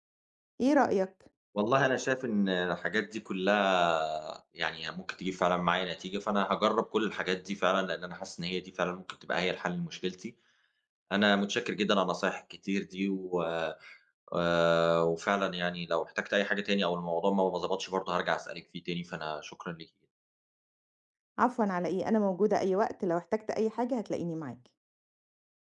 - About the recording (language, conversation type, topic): Arabic, advice, إزاي أقدر ألتزم بمواعيد نوم ثابتة؟
- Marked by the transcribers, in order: none